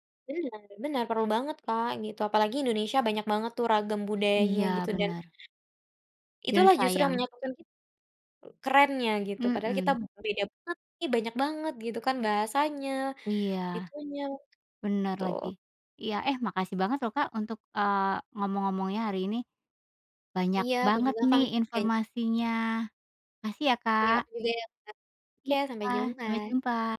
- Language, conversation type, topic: Indonesian, podcast, Apa salah satu pengalaman lokal paling berkesan yang pernah kamu alami?
- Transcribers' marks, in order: tapping